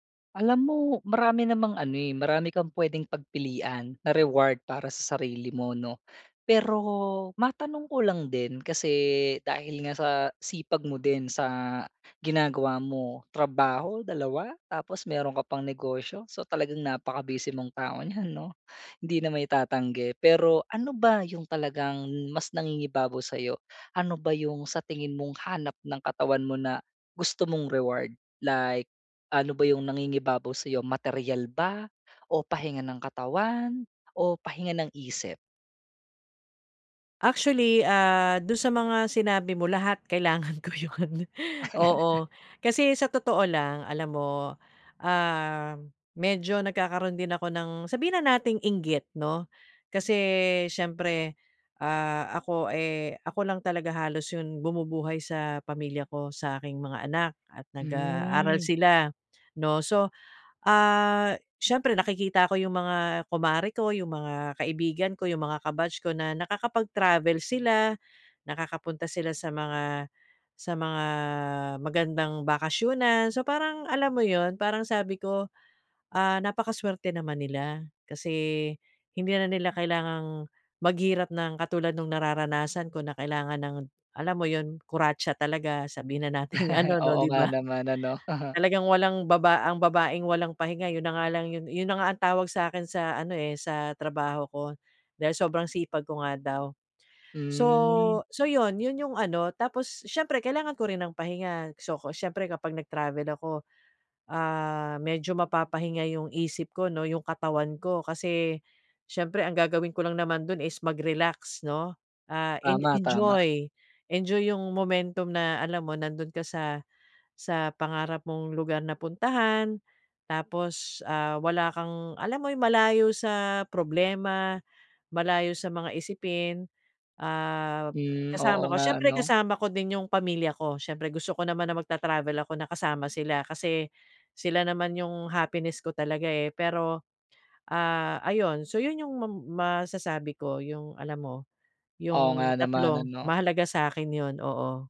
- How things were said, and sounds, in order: laughing while speaking: "ko 'yon"; laugh; laughing while speaking: "nating ano 'no"; laugh; in English: "momentum"
- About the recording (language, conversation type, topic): Filipino, advice, Paano ako pipili ng makabuluhang gantimpala para sa sarili ko?